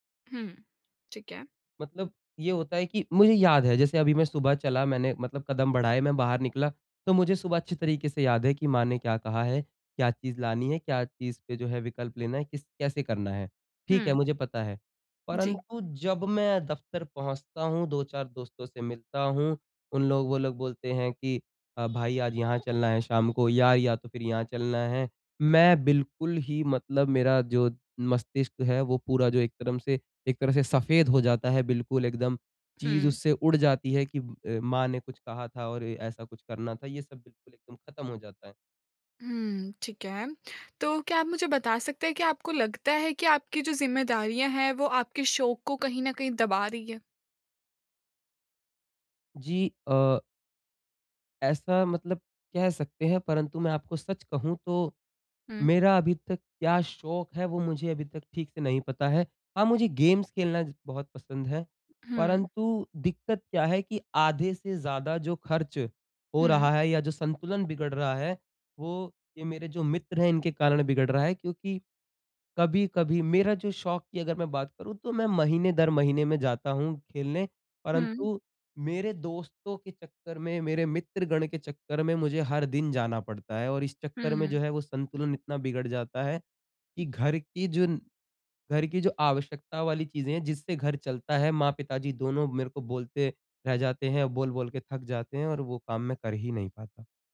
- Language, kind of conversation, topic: Hindi, advice, मैं अपने शौक और घर की जिम्मेदारियों के बीच संतुलन कैसे बना सकता/सकती हूँ?
- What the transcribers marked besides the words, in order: horn; in English: "गेम्स"